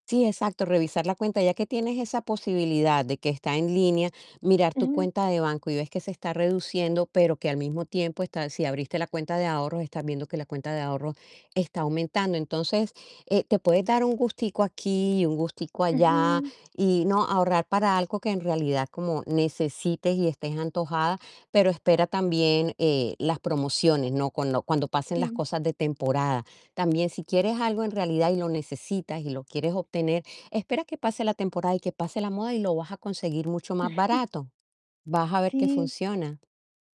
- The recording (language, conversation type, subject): Spanish, advice, ¿Cómo te afectan las compras impulsivas en línea que te generan culpa al final del mes?
- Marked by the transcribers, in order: static; tapping; chuckle